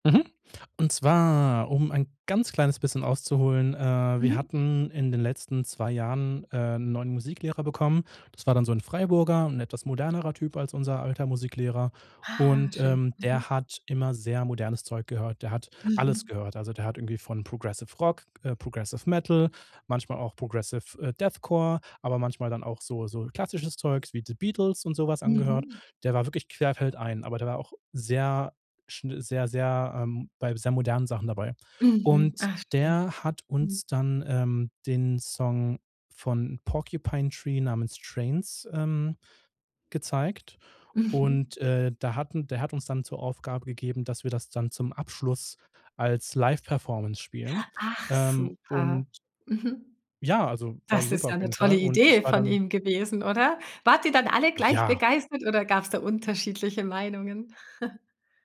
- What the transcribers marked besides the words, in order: chuckle
- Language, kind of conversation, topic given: German, podcast, Welches Lied verbindest du mit deiner Schulzeit?
- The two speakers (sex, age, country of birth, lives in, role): female, 40-44, Germany, Germany, host; male, 30-34, Germany, Germany, guest